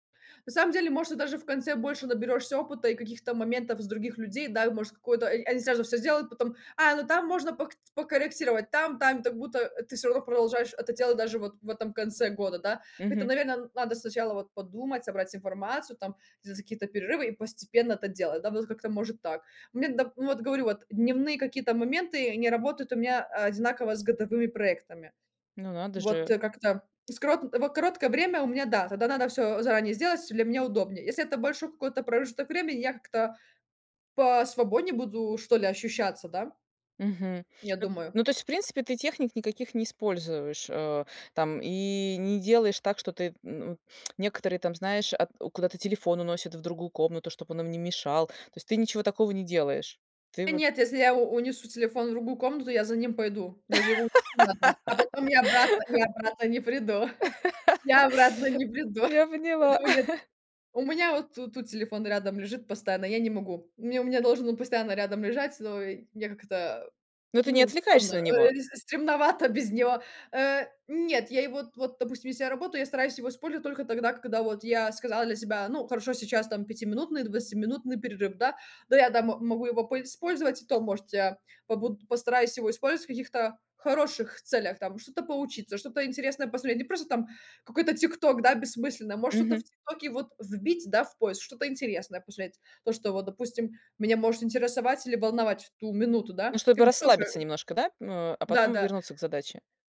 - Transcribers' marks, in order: tapping; laugh; unintelligible speech; chuckle; laugh
- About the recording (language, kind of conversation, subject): Russian, podcast, Что вы делаете, чтобы не отвлекаться во время важной работы?